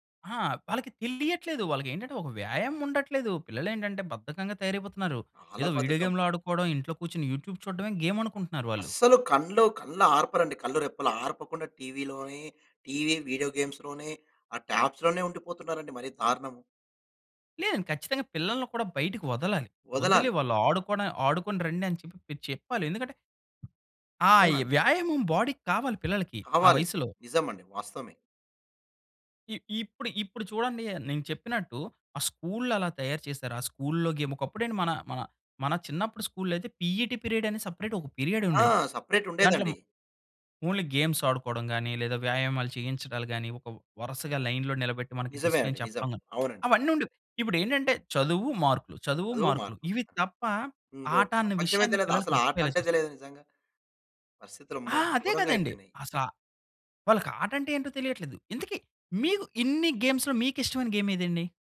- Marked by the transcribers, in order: in English: "యూట్యూబ్"; in English: "గేమ్"; in English: "వీడియో గేమ్స్‌లోనే"; in English: "ట్యాబ్స్‌లోనే"; other background noise; in English: "బాడీకి"; in English: "గేమ్"; in English: "పిఈటి పీరియడ్"; in English: "సెపరేట్"; in English: "పీరియడ్"; in English: "సెపరేట్"; in English: "ఓన్లీ గేమ్స్"; in English: "లైన్‌లొ"; in English: "డిసిప్లిన్"; lip smack; in English: "గేమ్స్‌లో"; in English: "గేమ్"
- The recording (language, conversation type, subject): Telugu, podcast, చిన్నప్పుడే నువ్వు ఎక్కువగా ఏ ఆటలు ఆడేవావు?